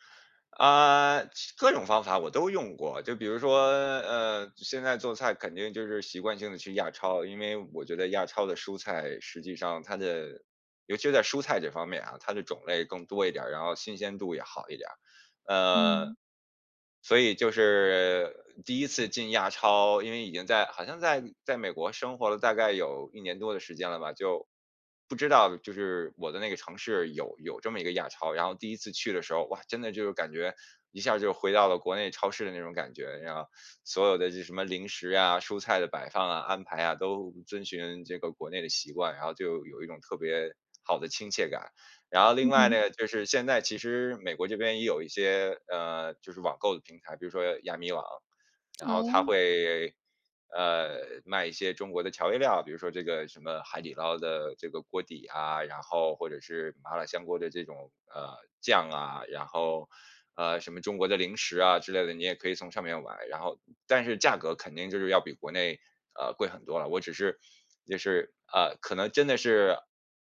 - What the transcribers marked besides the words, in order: none
- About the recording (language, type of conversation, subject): Chinese, podcast, 移民后你最难适应的是什么？